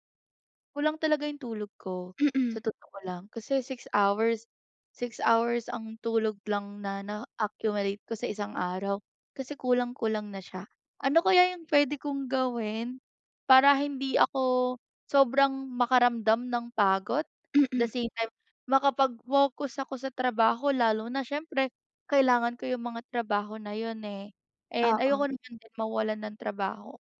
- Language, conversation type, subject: Filipino, advice, Paano ako makakapagtuon kapag madalas akong nadidistract at napapagod?
- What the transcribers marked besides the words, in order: other background noise